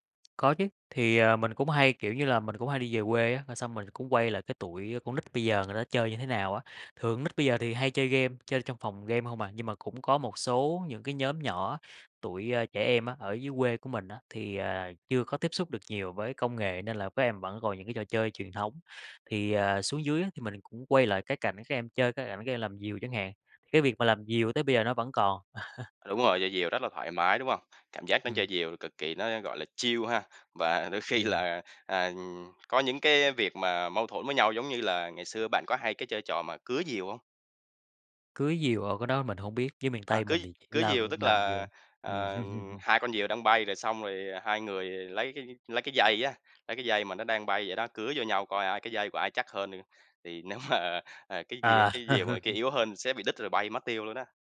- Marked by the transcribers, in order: other background noise; laugh; tapping; in English: "chill"; laughing while speaking: "đôi khi là"; laugh; laughing while speaking: "nếu mà"; laugh
- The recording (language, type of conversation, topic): Vietnamese, podcast, Trải nghiệm thời thơ ấu đã ảnh hưởng đến sự sáng tạo của bạn như thế nào?